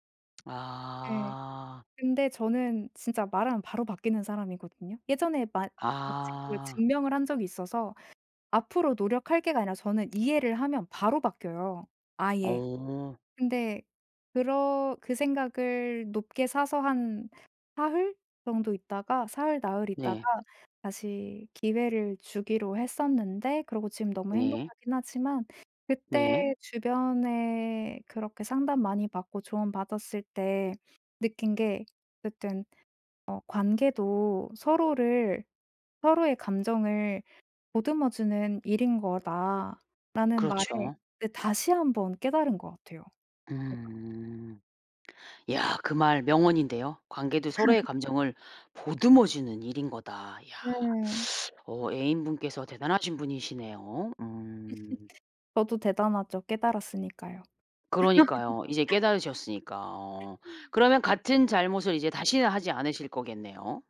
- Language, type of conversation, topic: Korean, podcast, 사랑이나 관계에서 배운 가장 중요한 교훈은 무엇인가요?
- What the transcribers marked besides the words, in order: other background noise; laugh; laugh; laugh